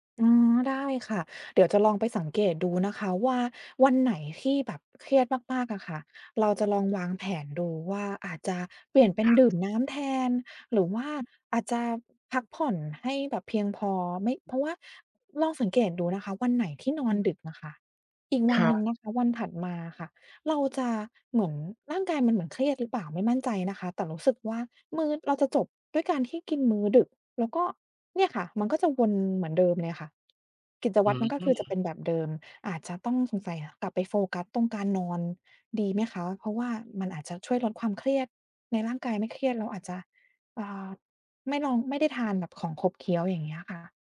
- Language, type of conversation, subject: Thai, advice, ฉันตั้งใจกินอาหารเพื่อสุขภาพแต่ชอบกินของขบเคี้ยวตอนเครียด ควรทำอย่างไร?
- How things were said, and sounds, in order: tapping; other background noise